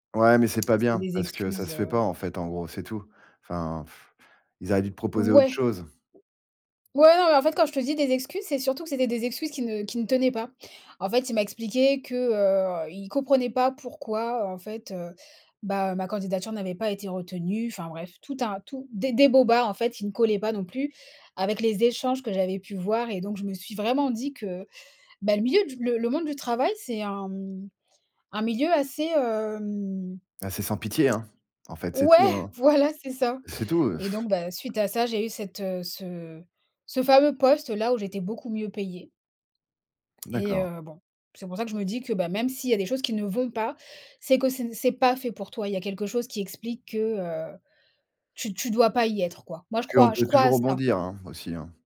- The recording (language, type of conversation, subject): French, podcast, Quelle opportunité manquée s’est finalement révélée être une bénédiction ?
- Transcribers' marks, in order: other background noise; scoff; tapping; drawn out: "hem"; scoff; stressed: "pas"